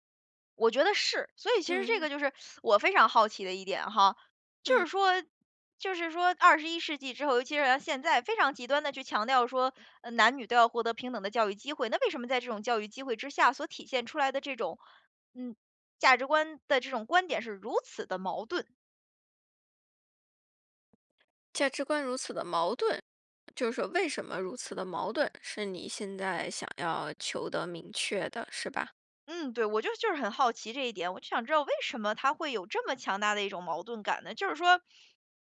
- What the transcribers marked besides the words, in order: teeth sucking
- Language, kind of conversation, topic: Chinese, advice, 我怎样才能让我的日常行动与我的价值观保持一致？